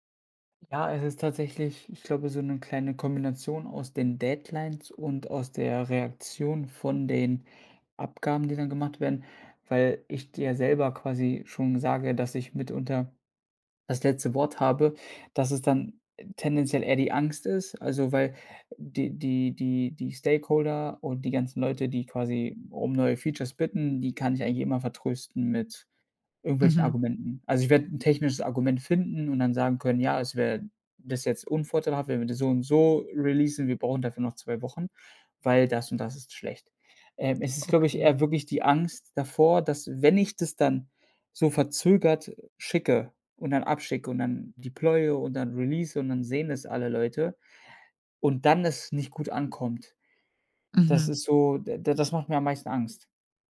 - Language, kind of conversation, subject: German, advice, Wie blockiert mich Perfektionismus bei der Arbeit und warum verzögere ich dadurch Abgaben?
- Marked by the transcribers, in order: in English: "releasen"; in English: "deploye"